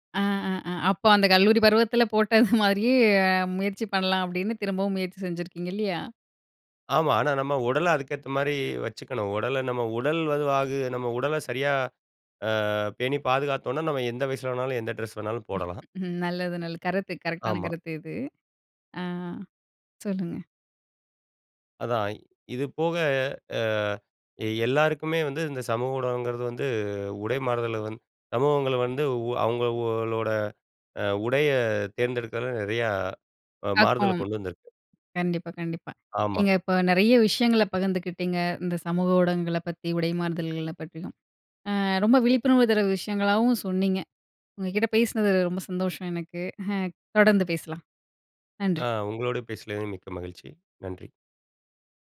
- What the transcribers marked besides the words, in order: chuckle; unintelligible speech
- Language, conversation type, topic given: Tamil, podcast, சமூக ஊடகம் உங்கள் உடைத் தேர்வையும் உடை அணியும் முறையையும் மாற்ற வேண்டிய அவசியத்தை எப்படி உருவாக்குகிறது?